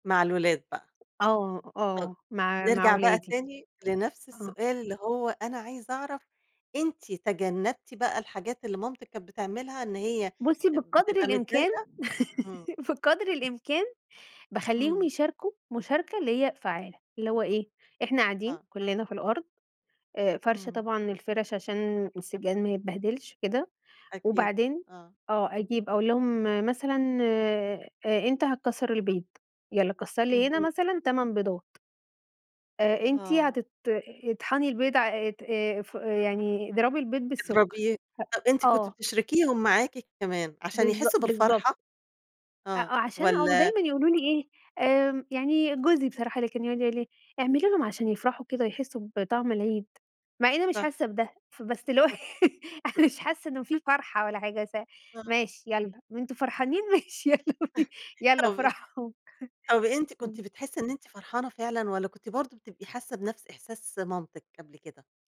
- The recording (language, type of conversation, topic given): Arabic, podcast, إزاي بتعملوا حلويات العيد أو المناسبات عندكم؟
- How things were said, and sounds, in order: tapping; unintelligible speech; giggle; other background noise; chuckle; giggle; chuckle; laughing while speaking: "ماشي يالّا بينا"; laughing while speaking: "افرحوا"; chuckle